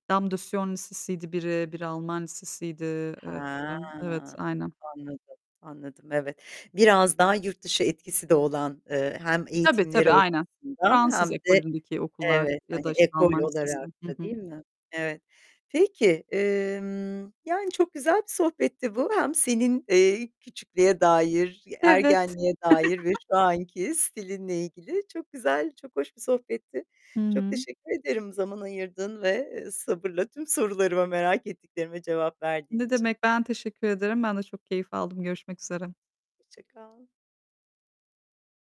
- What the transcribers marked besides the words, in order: distorted speech; chuckle; other background noise
- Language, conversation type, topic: Turkish, podcast, İlham aldığın bir stil ikonu var mı?